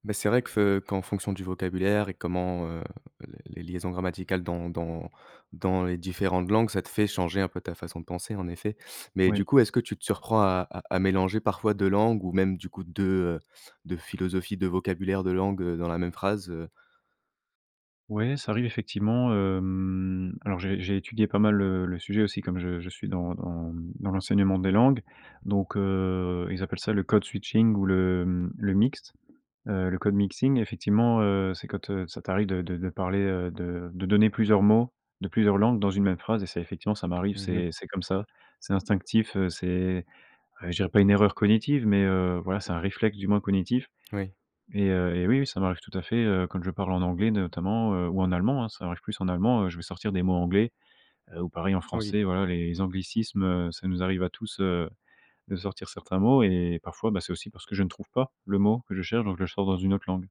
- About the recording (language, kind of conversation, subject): French, podcast, Comment jongles-tu entre deux langues au quotidien ?
- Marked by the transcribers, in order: drawn out: "hem"; tapping; in English: "code-switching"; other background noise; in English: "code-mixing"